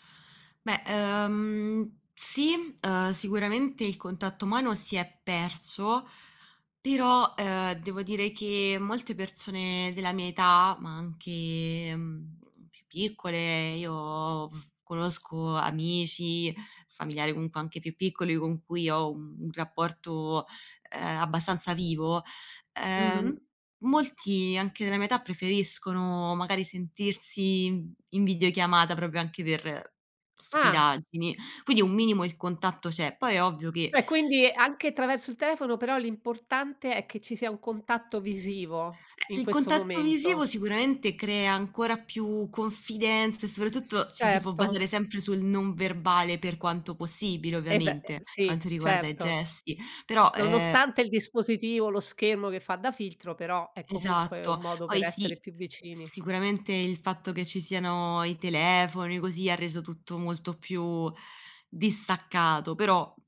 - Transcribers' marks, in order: tapping; other background noise
- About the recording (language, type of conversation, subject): Italian, podcast, Preferisci parlare di persona o via messaggio, e perché?